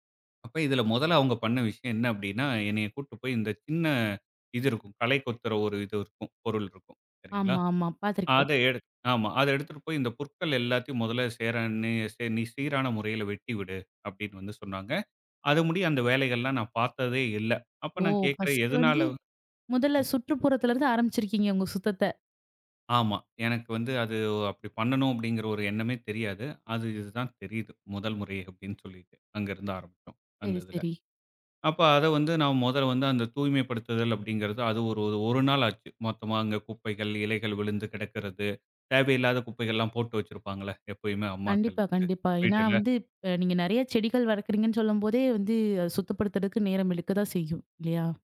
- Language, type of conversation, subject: Tamil, podcast, வீட்டில் விருந்தினர்கள் வரும்போது எப்படி தயாராக வேண்டும்?
- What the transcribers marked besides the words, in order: tapping; chuckle